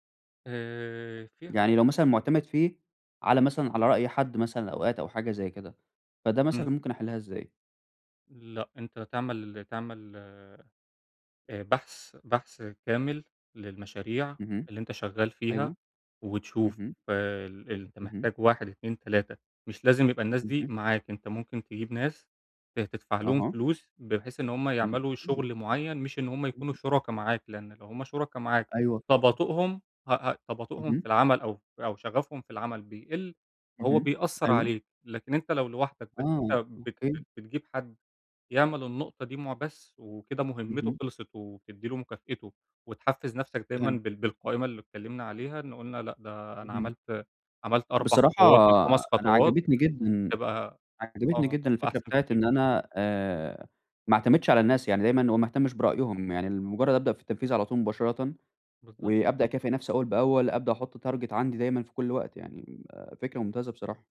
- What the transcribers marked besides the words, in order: unintelligible speech; in English: "target"
- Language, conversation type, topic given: Arabic, advice, إزاي أبطل تسويف وأكمّل مشاريعي بدل ما أبدأ حاجات جديدة؟
- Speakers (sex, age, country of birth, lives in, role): male, 20-24, Egypt, Egypt, user; male, 20-24, Egypt, Germany, advisor